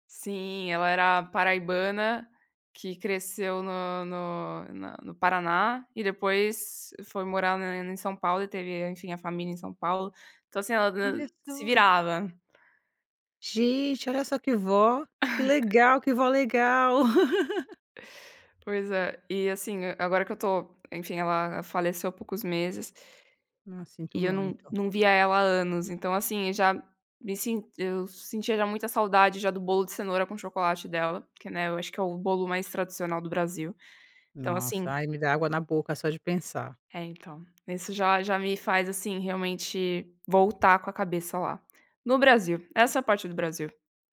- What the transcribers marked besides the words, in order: chuckle; chuckle; sad: "Ah, sinto muito"
- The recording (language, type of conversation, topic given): Portuguese, podcast, Tem alguma receita de família que virou ritual?